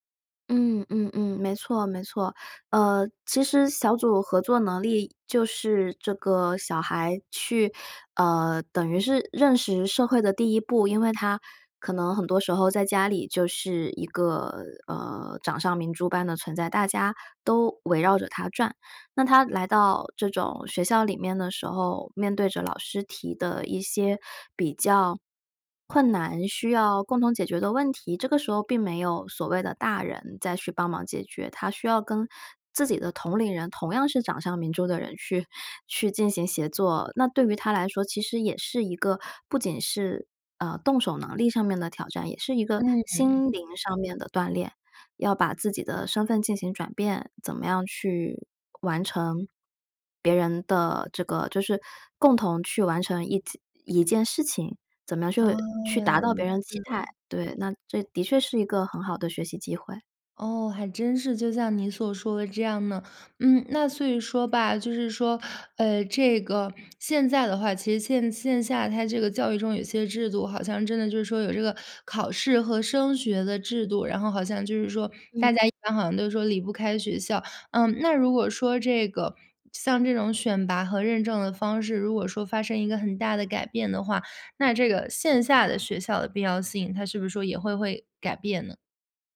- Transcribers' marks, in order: tapping; laughing while speaking: "去"
- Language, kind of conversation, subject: Chinese, podcast, 未来的学习还需要传统学校吗？